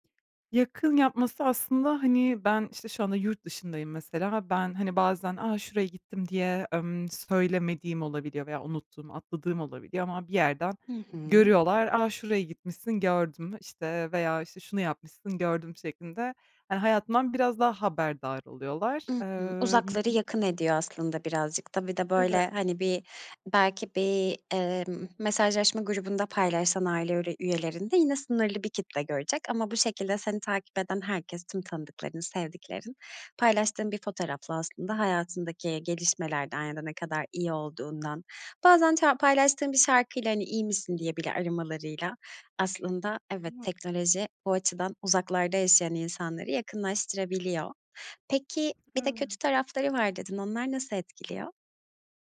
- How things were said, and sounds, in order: tapping; unintelligible speech
- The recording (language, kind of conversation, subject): Turkish, podcast, Teknoloji kullanımı aile rutinlerinizi nasıl etkiliyor?